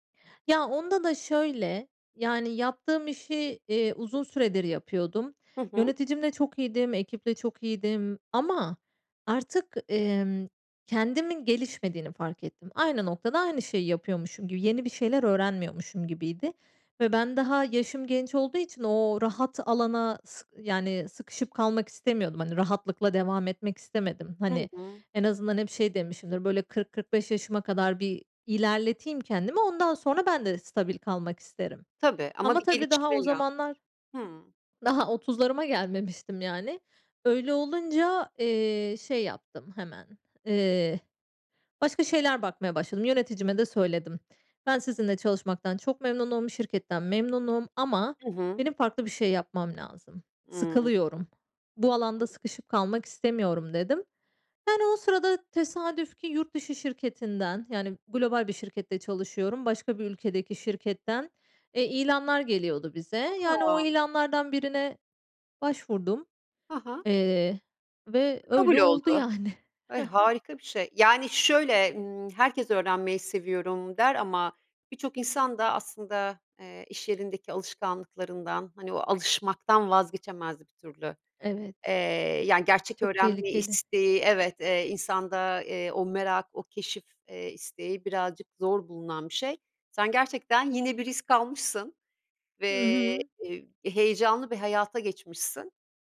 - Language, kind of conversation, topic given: Turkish, podcast, İş değiştirmeye karar verirken seni en çok ne düşündürür?
- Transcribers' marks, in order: other background noise; laughing while speaking: "yani. Hı hı"